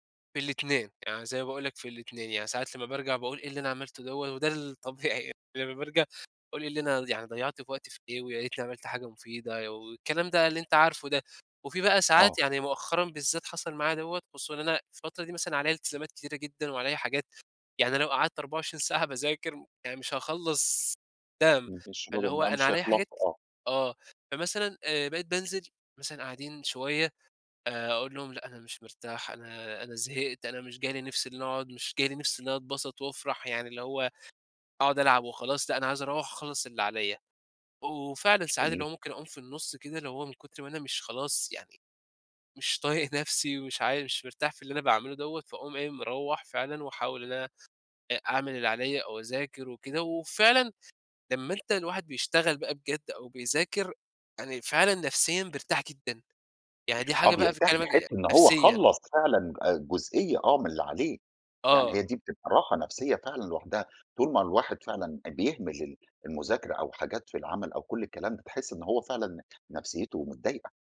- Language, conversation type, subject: Arabic, podcast, إزاي بتتعامل مع الإحساس إنك بتضيّع وقتك؟
- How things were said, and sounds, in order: laughing while speaking: "وده الطبيعي يعني"; unintelligible speech; unintelligible speech; laughing while speaking: "مش طايق نفسي"; other background noise; unintelligible speech